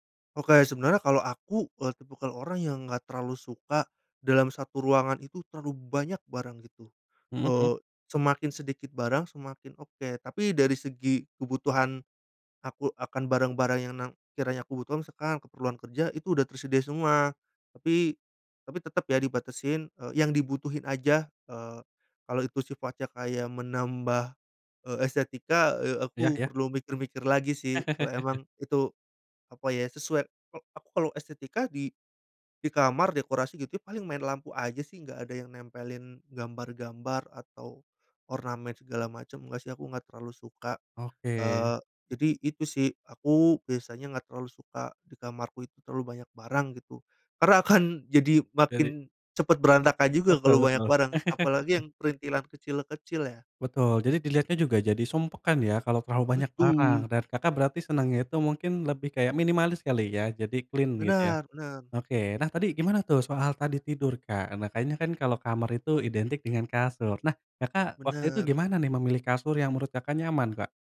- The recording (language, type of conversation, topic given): Indonesian, podcast, Menurutmu, apa yang membuat kamar terasa nyaman?
- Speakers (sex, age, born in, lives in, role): male, 25-29, Indonesia, Indonesia, host; male, 30-34, Indonesia, Indonesia, guest
- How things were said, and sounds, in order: laugh; laughing while speaking: "akan"; laugh; in English: "clean"